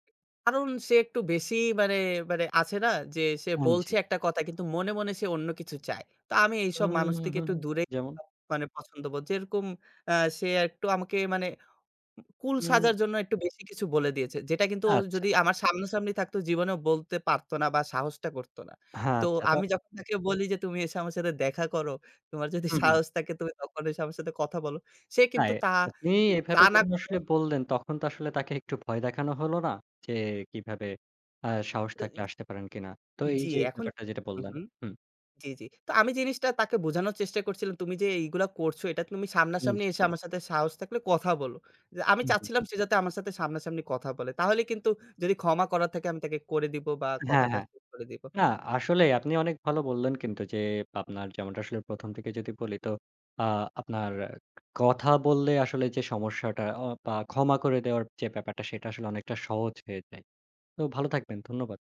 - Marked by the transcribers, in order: other background noise; unintelligible speech
- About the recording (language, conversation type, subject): Bengali, podcast, আপনি কীভাবে ক্ষমা চান বা কাউকে ক্ষমা করেন?